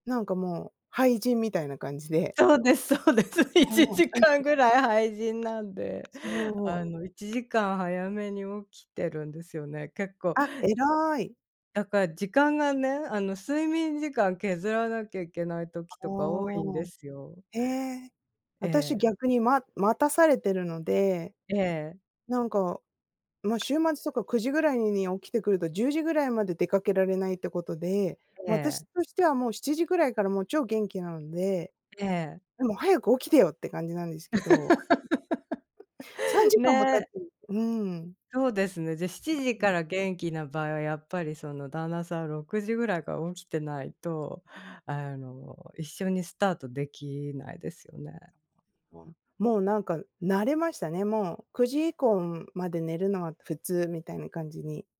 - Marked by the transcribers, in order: laughing while speaking: "そうです。 いちじかん ぐらい廃人なんで"; other background noise; unintelligible speech; laugh; unintelligible speech
- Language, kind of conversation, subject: Japanese, unstructured, 毎日の習慣の中で、特に大切にしていることは何ですか？